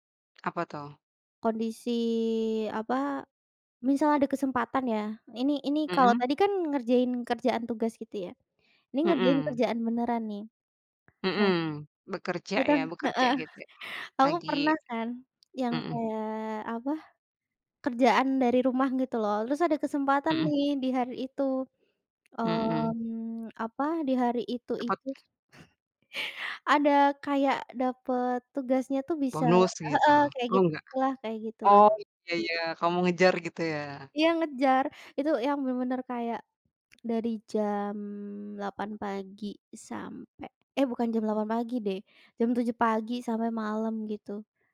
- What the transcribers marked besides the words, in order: tapping; laughing while speaking: "ngitung"; other background noise; chuckle
- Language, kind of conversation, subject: Indonesian, podcast, Bagaimana kamu memutuskan kapan perlu istirahat dan kapan harus memaksakan diri untuk bekerja?